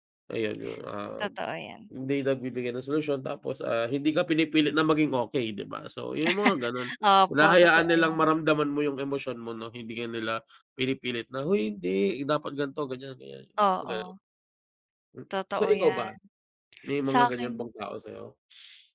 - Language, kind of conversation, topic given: Filipino, unstructured, Paano mo hinaharap ang mga pagsubok at kabiguan sa buhay?
- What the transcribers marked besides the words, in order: tapping; laugh; lip smack; other background noise